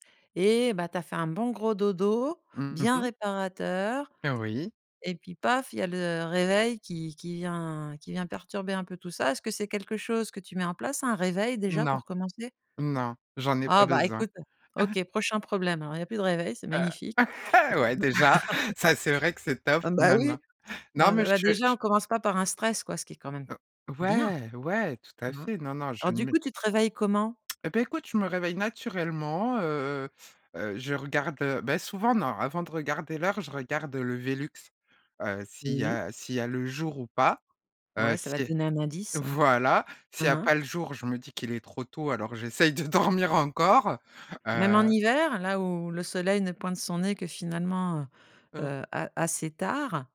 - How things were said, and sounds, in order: chuckle; laughing while speaking: "Heu, ouais, déjà"; chuckle; stressed: "voilà"; laughing while speaking: "dormir encore"
- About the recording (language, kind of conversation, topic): French, podcast, À quoi ressemble, pour toi, une journée de travail épanouissante ?